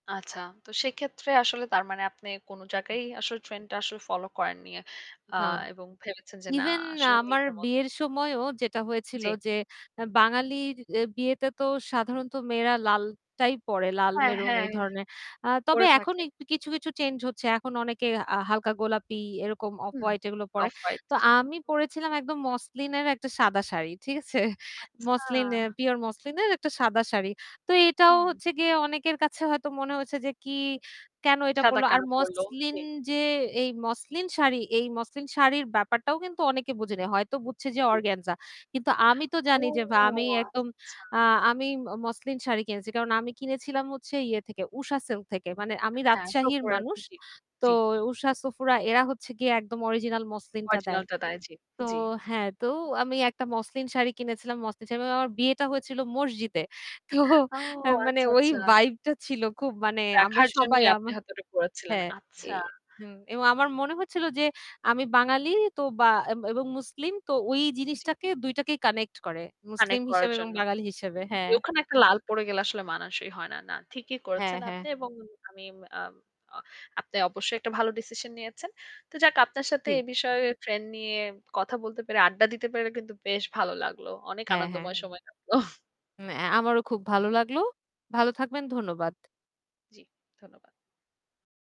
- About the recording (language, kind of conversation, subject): Bengali, podcast, আপনি সাধারণত ট্রেন্ড অনুসরণ করেন, নাকি নিজের মতো চলেন—এবং কেন?
- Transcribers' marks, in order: static; other background noise; chuckle; distorted speech; unintelligible speech; in English: "original"; laughing while speaking: "তো"; in English: "connect"; in English: "decision"; chuckle; tapping